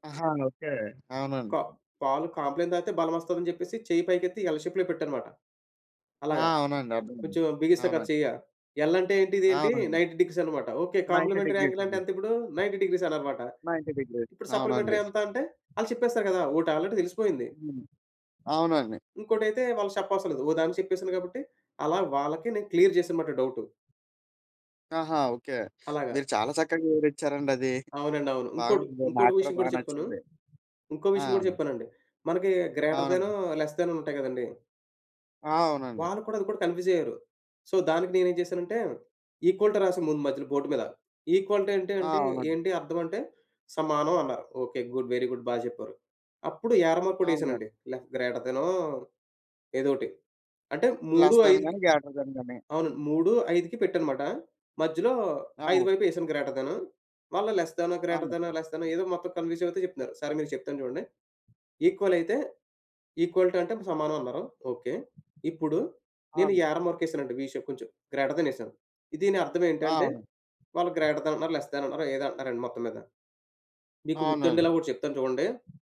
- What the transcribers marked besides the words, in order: in English: "ఎల్ షేప్‌లో"; in English: "ఎల్"; in English: "నైన్టీ డిగ్రీస్"; in English: "కాంప్లిమెంటరీ యాంగిల్"; in English: "నైన్టీ డిగ్రీస్"; in English: "నైన్టీ డిగ్రీస్"; tapping; in English: "నైన్టీ డిగ్రీస్"; in English: "సప్లిమెంటరీ"; in English: "ఆల్రెడీ"; in English: "క్లియర్"; in English: "కన్‌ఫ్యూజ్"; in English: "సో"; in English: "ఈక్వల్ టూ"; in English: "బోర్డ్"; in English: "ఈక్వల్ టూ"; in English: "గుడ్ వెరీ గుడ్"; in English: "యారో మార్క్"; in English: "లెస్‌దాన్"; in English: "గ్రేటర్‌దాన్"; in English: "లెస్‌దాన్, గ్రేటర్‌దాన్, లెస్‌దాన్"; in English: "కన్‌ఫ్యూ‌జ్"; in English: "ఈక్వల్"; in English: "ఈక్వల్ టూ"; in English: "యారో మార్క్"; in English: "వి షేప్"; in English: "గ్రేటర్‌దాన్"; in English: "గ్రేటర్‌దాన్"; in English: "లెస్‌దాన్"
- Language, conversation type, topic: Telugu, podcast, సృజనాత్మకంగా ఉండేందుకు నువ్వు రోజూ ఏమేమి చేస్తావు?